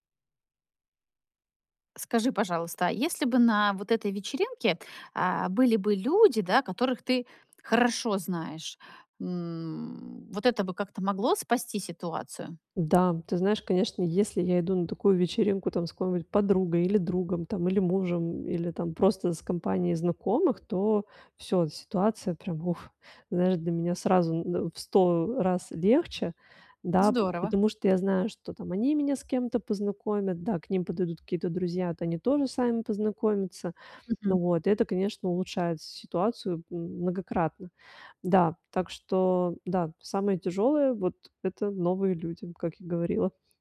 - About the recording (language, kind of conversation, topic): Russian, advice, Как справиться с чувством одиночества и изоляции на мероприятиях?
- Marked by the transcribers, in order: tapping